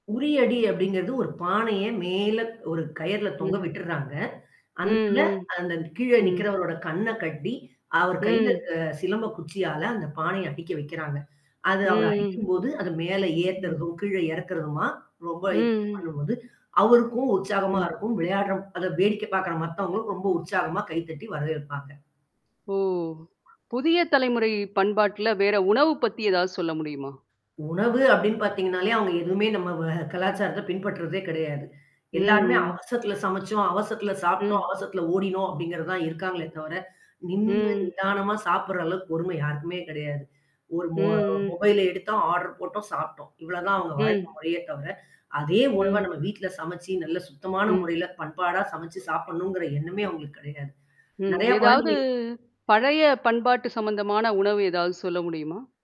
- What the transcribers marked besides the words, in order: mechanical hum; distorted speech; drawn out: "ம்"; in English: "மொபைல"; in English: "ஆர்டர்"; other background noise
- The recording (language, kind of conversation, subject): Tamil, podcast, புதிய தலைமுறைக்கு நமது பண்பாட்டை மீண்டும் எவ்வாறு கொண்டு செல்ல முடியும்?